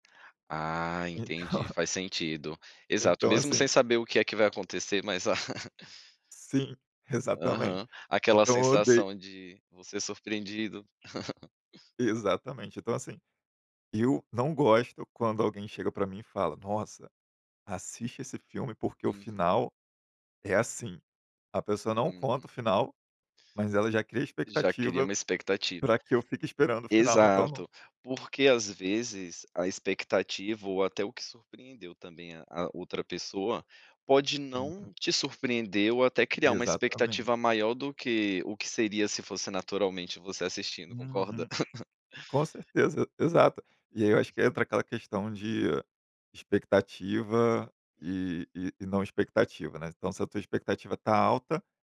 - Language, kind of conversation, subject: Portuguese, podcast, Como uma reviravolta bem construída na trama funciona para você?
- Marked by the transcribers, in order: laughing while speaking: "Então"; tapping; chuckle; chuckle; chuckle; other noise